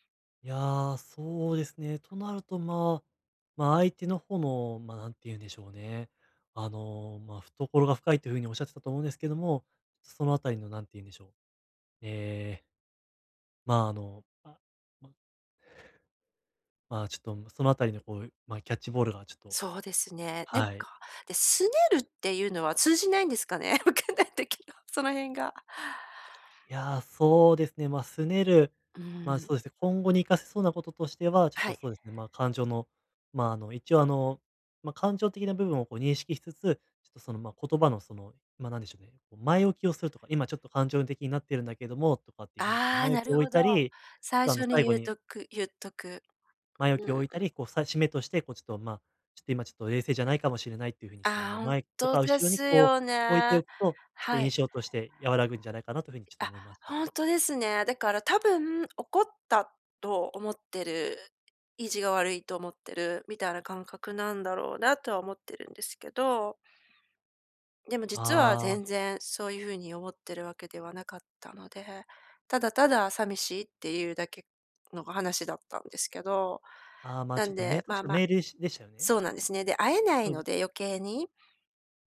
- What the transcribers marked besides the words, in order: laughing while speaking: "わかんない時の"
- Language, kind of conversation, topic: Japanese, advice, 批判されたとき、感情的にならずにどう対応すればよいですか？